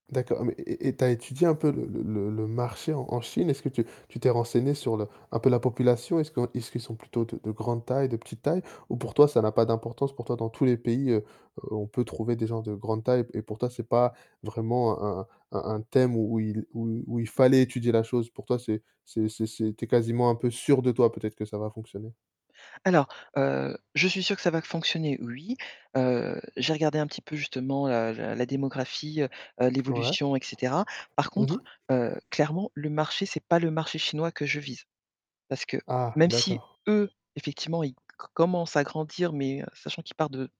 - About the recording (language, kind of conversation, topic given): French, podcast, Parle-nous d’un projet passion qui te tient à cœur ?
- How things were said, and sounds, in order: static; stressed: "sûre"; tapping; other background noise; alarm; stressed: "eux"